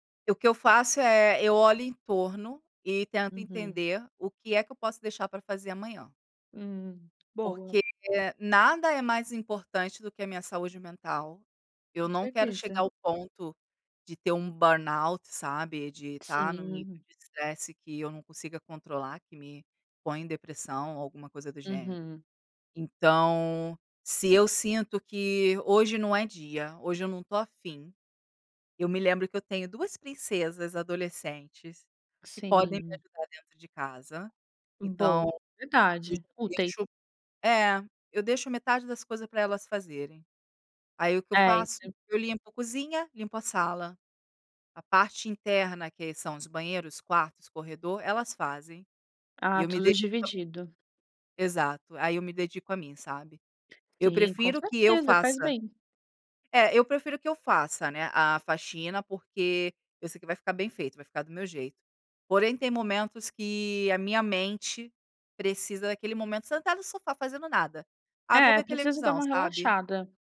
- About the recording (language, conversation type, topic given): Portuguese, podcast, Como você cuida da sua saúde mental no dia a dia?
- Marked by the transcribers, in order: tapping